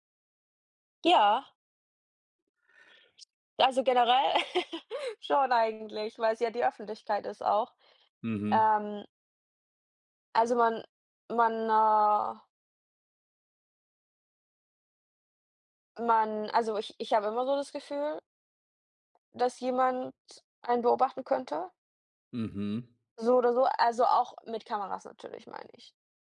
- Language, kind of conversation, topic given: German, unstructured, Wie stehst du zur technischen Überwachung?
- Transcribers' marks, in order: laugh